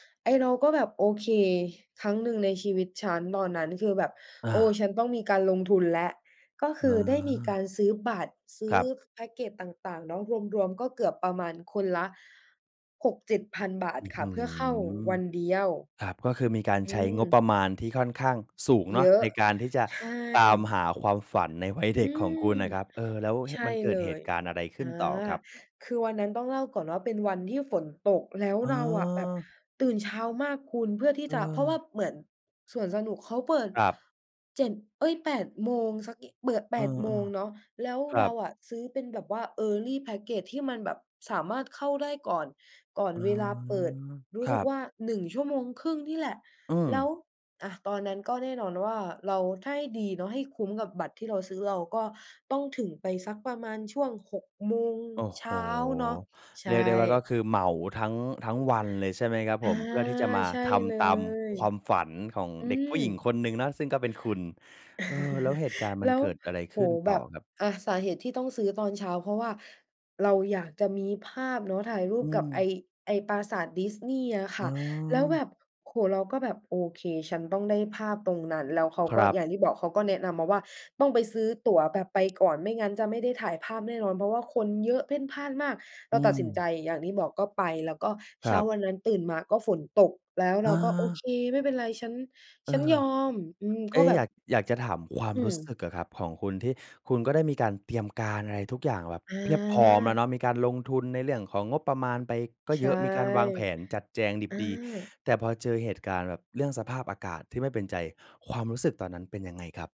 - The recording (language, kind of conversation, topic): Thai, podcast, เคยมีวันเดียวที่เปลี่ยนเส้นทางชีวิตคุณไหม?
- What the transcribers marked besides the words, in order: in English: "early package"; chuckle; other background noise